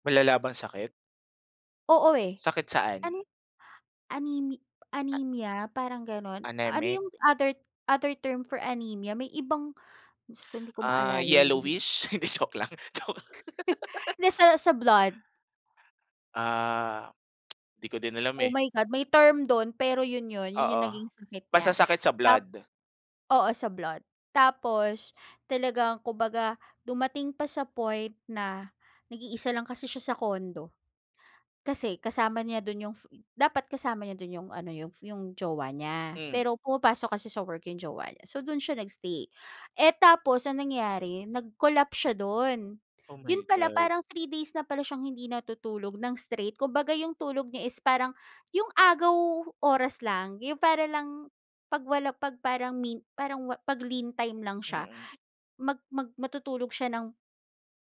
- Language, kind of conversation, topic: Filipino, podcast, Ano ang ginagawa mo para hindi makaramdam ng pagkakasala kapag nagpapahinga?
- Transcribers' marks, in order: other background noise; laughing while speaking: "Hindi joke lang joke"; chuckle; giggle; tsk; tapping